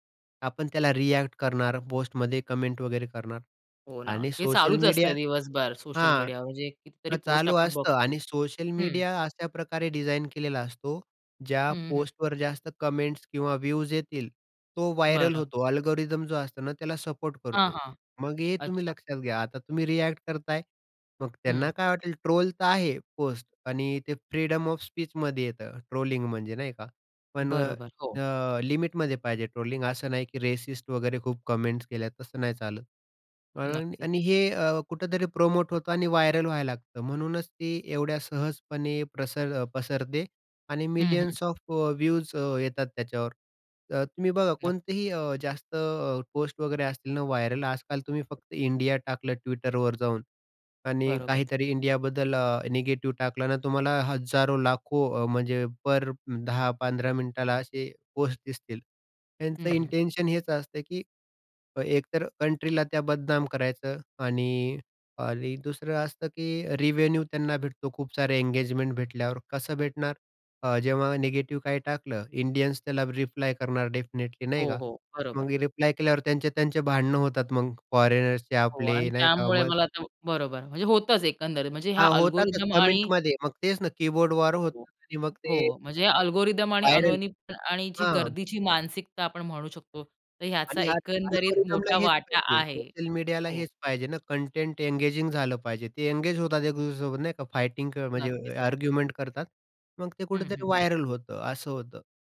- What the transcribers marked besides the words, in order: tapping; other background noise; in English: "व्ह्यूज"; in English: "अल्गोरिदम"; in English: "फ्रीडम ऑफ स्पीचमध्ये"; in English: "रेसिस्ट"; in English: "व्हायरल"; in English: "मिलियन्स ऑफ व्ह्यूज"; in English: "व्हायरल"; in English: "इंटेंशन"; in English: "रिवेन्यू"; in English: "इंडियन्स"; in English: "डेफिनिटली"; in English: "अल्गोरिदम"; other noise; in English: "अल्गोरिदम"; in English: "व्हायरल?"; in English: "अल्गोरिदमला"; in English: "आर्ग्युमेंट"; in English: "व्हायरल"
- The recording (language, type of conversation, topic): Marathi, podcast, ऑनलाइन शेमिंग इतके सहज का पसरते, असे तुम्हाला का वाटते?